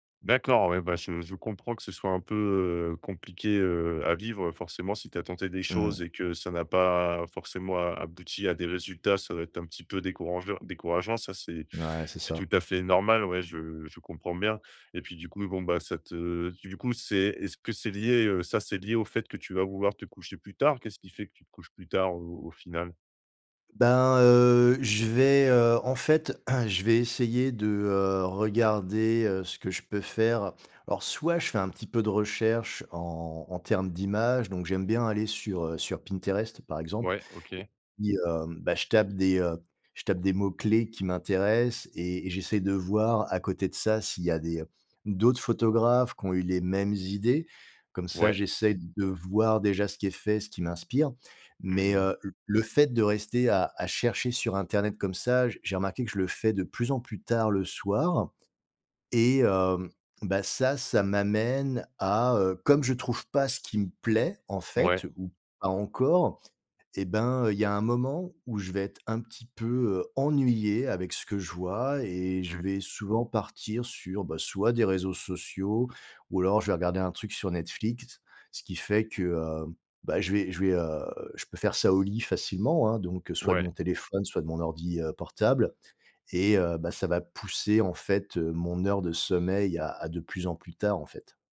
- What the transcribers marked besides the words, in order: throat clearing
- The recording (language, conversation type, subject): French, advice, Comment surmonter la fatigue et la démotivation au quotidien ?